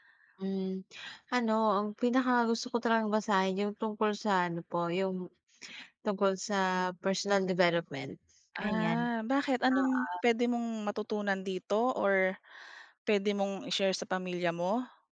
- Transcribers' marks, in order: none
- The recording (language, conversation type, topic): Filipino, podcast, Paano nakatulong ang hilig mo sa pag-aalaga ng kalusugang pangkaisipan at sa pagpapagaan ng stress mo?